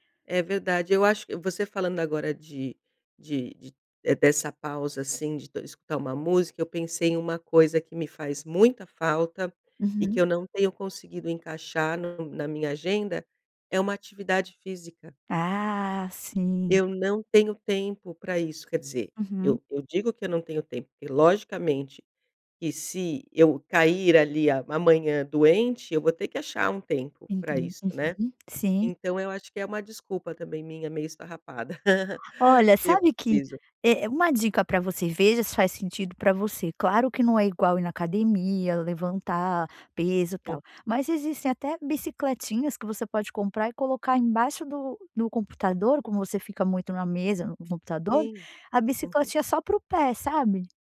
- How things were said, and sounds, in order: tapping; chuckle
- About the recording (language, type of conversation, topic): Portuguese, advice, Como descrever a sensação de culpa ao fazer uma pausa para descansar durante um trabalho intenso?